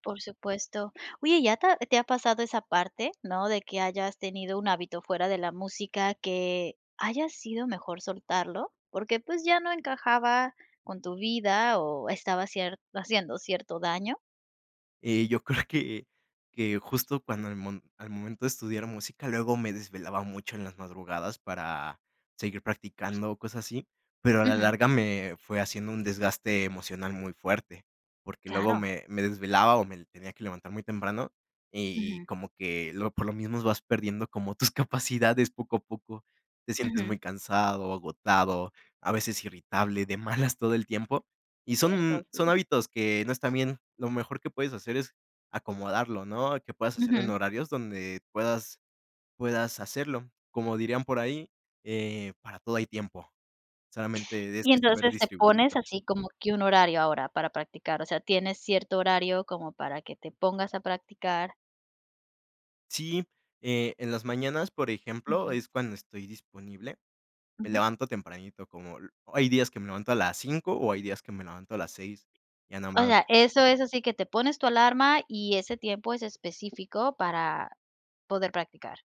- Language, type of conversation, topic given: Spanish, podcast, ¿Qué haces cuando pierdes motivación para seguir un hábito?
- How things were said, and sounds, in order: laughing while speaking: "que"; other noise; laughing while speaking: "tus capacidades"